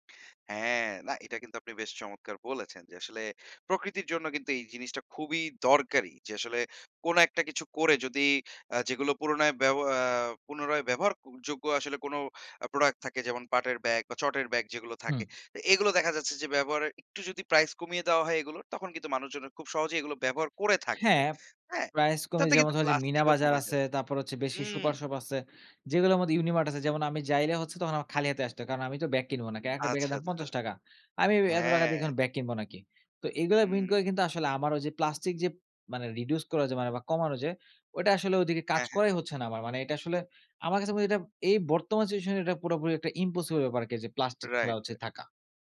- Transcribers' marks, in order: tapping; in English: "মিন"; in English: "reduce"
- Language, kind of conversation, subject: Bengali, podcast, শহরের ছোট জায়গায়ও আপনি কীভাবে সহজে প্রকৃতিকে কাছে আনতে পারেন?